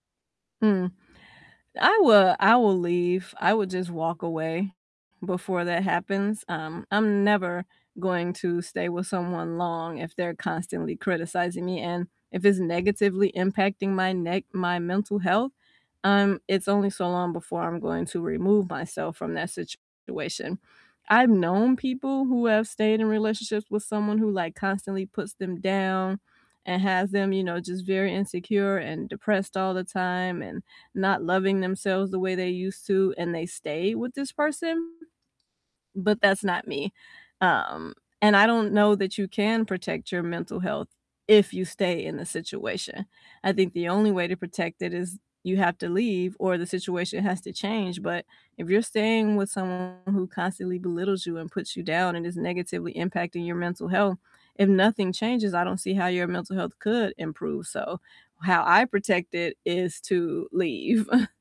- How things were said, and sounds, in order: static; distorted speech; chuckle
- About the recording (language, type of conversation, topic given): English, unstructured, How do you handle constant criticism from a partner?
- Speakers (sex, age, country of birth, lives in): female, 35-39, United States, United States; female, 45-49, United States, United States